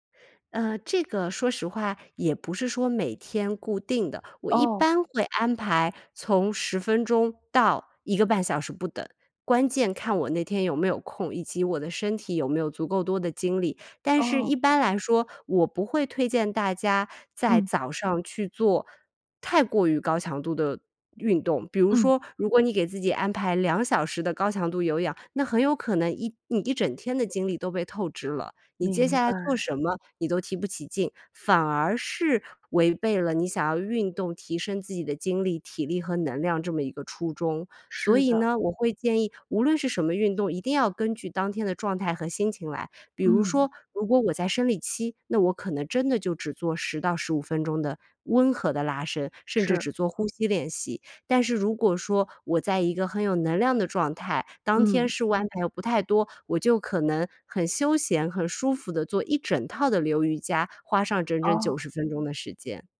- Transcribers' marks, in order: other background noise
- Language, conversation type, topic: Chinese, podcast, 说说你的晨间健康习惯是什么？